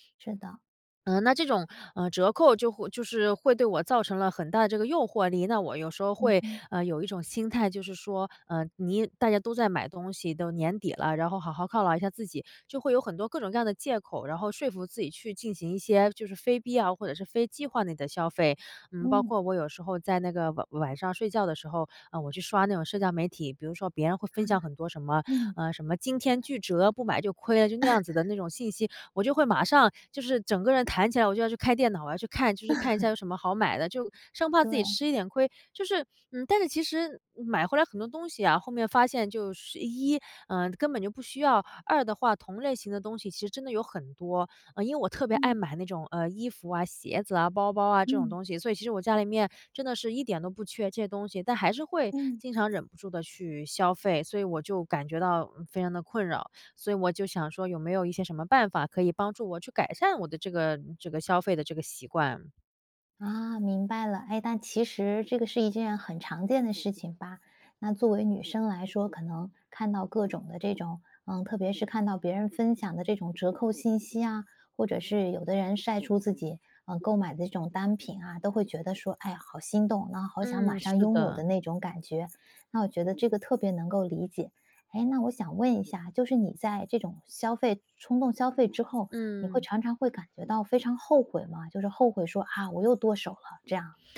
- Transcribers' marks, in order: other background noise; chuckle; chuckle; other noise
- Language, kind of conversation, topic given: Chinese, advice, 如何更有效地避免冲动消费？